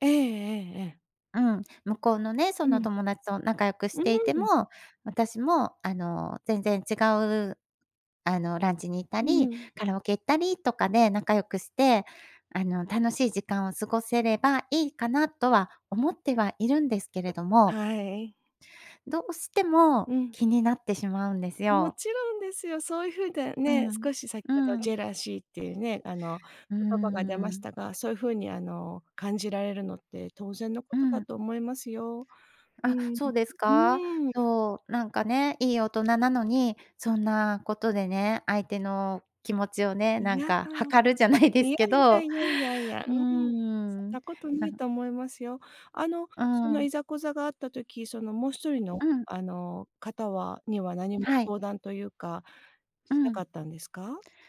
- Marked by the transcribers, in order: other background noise; laughing while speaking: "測るじゃないですけど"
- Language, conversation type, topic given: Japanese, advice, 共通の友人関係をどう維持すればよいか悩んでいますか？